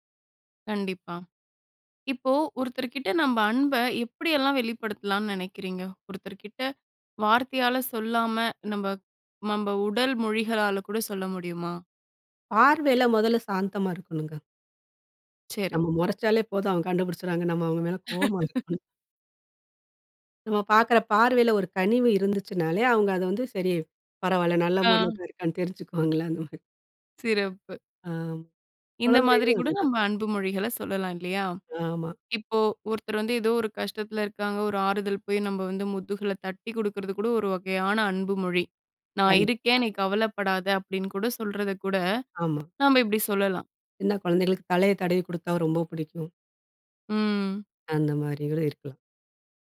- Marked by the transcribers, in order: laugh; laughing while speaking: "கோவமா இருக்கோம்"; laughing while speaking: "தெரிஞ்சுக்குவாங்களா, அந்த மாதிரி"; "குடுக்கிறது" said as "குடுகற்து"; drawn out: "வகையான"; "கவலப்படாதே" said as "கவலப்படாத"; "நாம" said as "நாப"; "பிடிக்கும்" said as "புடிக்கும்"
- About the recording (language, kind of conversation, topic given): Tamil, podcast, அன்பை வெளிப்படுத்தும்போது சொற்களையா, செய்கைகளையா—எதையே நீங்கள் அதிகம் நம்புவீர்கள்?